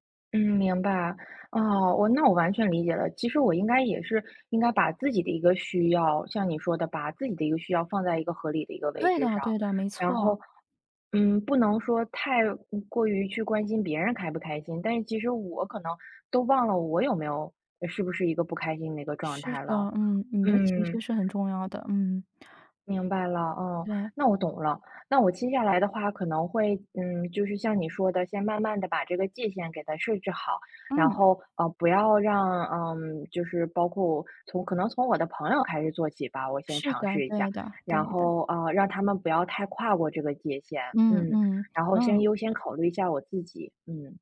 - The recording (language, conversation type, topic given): Chinese, advice, 我为什么总是很难对别人说“不”，并习惯性答应他们的要求？
- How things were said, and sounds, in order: none